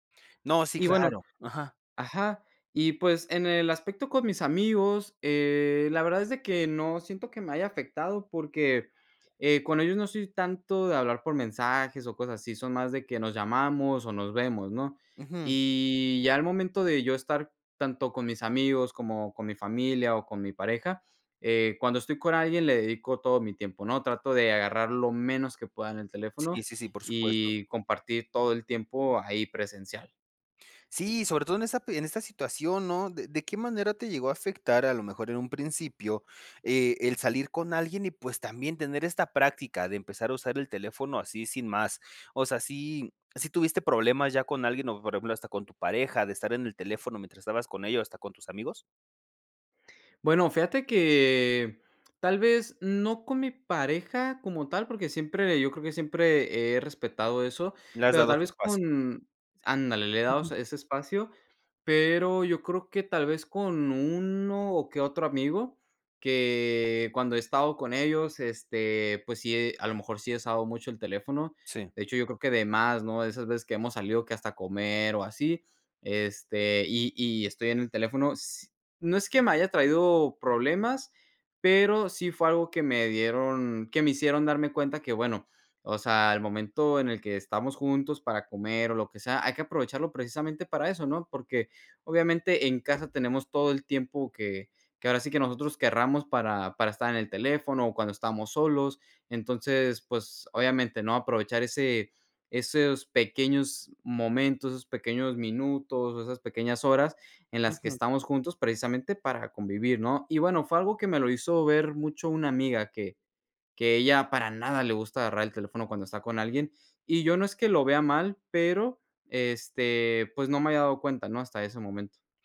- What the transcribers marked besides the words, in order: drawn out: "Y"; "queramos" said as "querramos"
- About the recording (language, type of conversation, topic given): Spanish, podcast, ¿Te pasa que miras el celular sin darte cuenta?